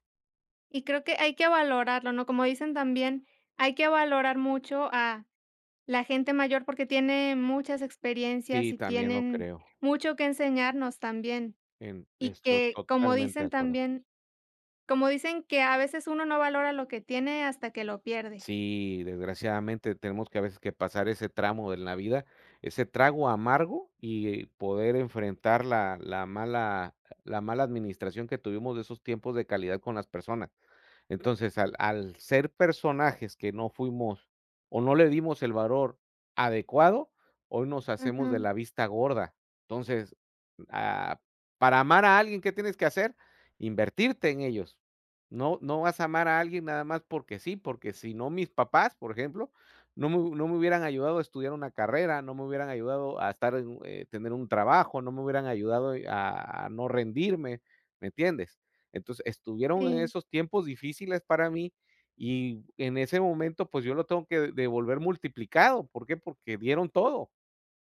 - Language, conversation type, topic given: Spanish, unstructured, ¿Crees que es justo que algunas personas mueran solas?
- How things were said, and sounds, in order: tapping